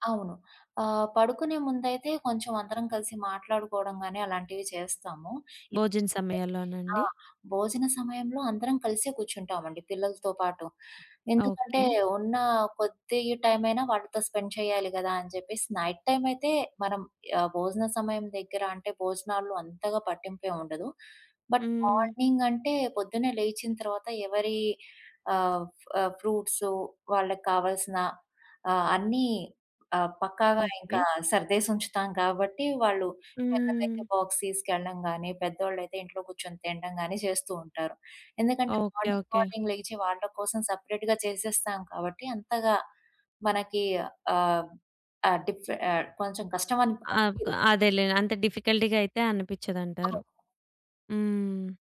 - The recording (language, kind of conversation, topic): Telugu, podcast, పని, వ్యక్తిగత జీవితం మధ్య సరిహద్దులు పెట్టుకోవడం మీకు ఎలా సులభమైంది?
- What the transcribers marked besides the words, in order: other background noise; in English: "స్పెండ్"; in English: "నైట్ టైమ్"; tapping; in English: "బట్ మార్నింగ్"; in English: "ఫ్రూట్స్"; in English: "బాక్స్"; in English: "మార్నింగ్ మార్నింగ్"; in English: "సెపరేట్‌గా"; in English: "డిఫికల్టీ‌గా"